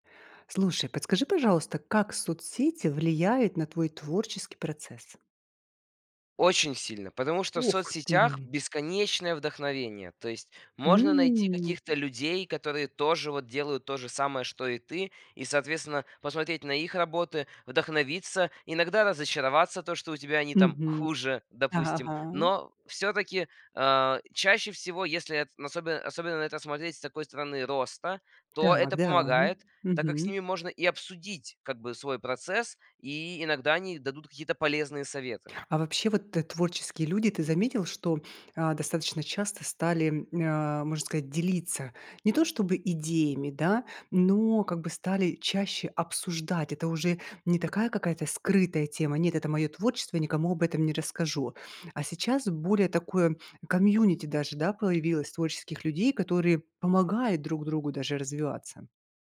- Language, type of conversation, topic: Russian, podcast, Как социальные сети влияют на твой творческий процесс?
- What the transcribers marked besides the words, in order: in English: "community"